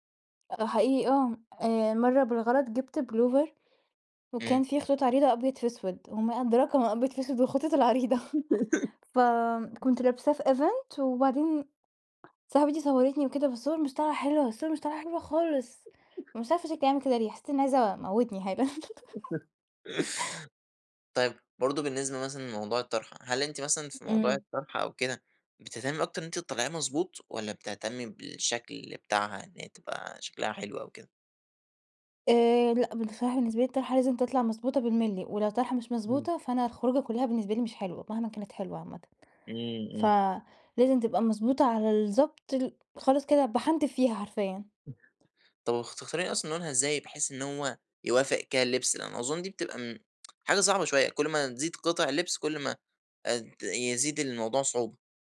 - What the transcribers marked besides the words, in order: laugh; other background noise; chuckle; in English: "event"; chuckle; laugh; unintelligible speech; tsk
- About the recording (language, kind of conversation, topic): Arabic, podcast, إزاي بتختار لبسك كل يوم؟